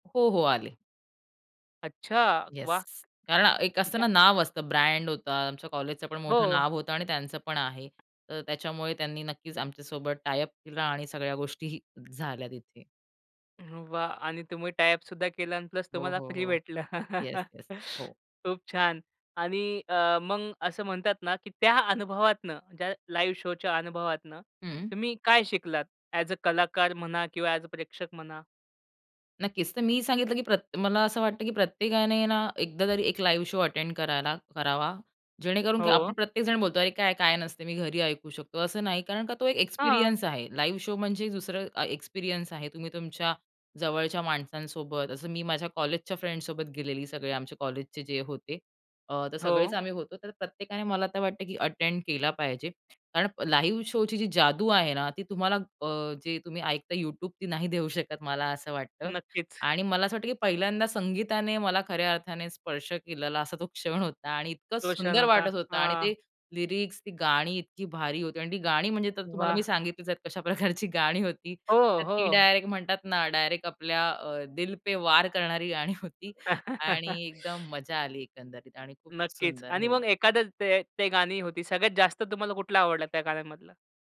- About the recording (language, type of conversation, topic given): Marathi, podcast, तुम्हाला कोणती थेट सादरीकरणाची आठवण नेहमी लक्षात राहिली आहे?
- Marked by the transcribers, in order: tapping; in English: "टायअप"; in English: "टायअपसुद्धा"; laugh; in English: "लाईव्ह शोच्या"; in English: "ॲज अ"; in English: "ॲज अ"; in English: "लाईव्ह शो अटेंड"; in English: "एक्सपिरियन्स"; in English: "लाईव्ह शो"; in English: "एक्सपिरियन्स"; in English: "फ्रेंडसोबत"; in English: "अटेंड"; in English: "लाईव्ह शोची"; in English: "लिरिक्स"; in Hindi: "दिल पे वार"; chuckle; laughing while speaking: "गाणी"